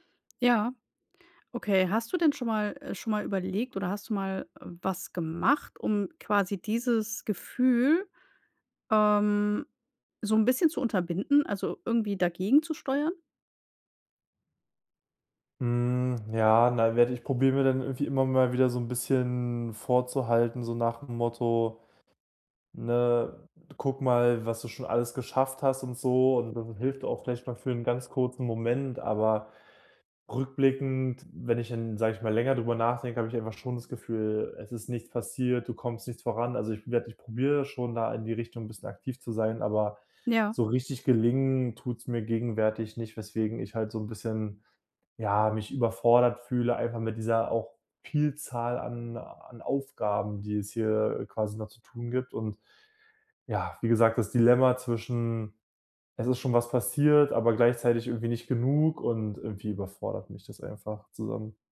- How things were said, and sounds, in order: other background noise; unintelligible speech
- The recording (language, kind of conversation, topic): German, advice, Wie kann ich meine Fortschritte verfolgen, ohne mich überfordert zu fühlen?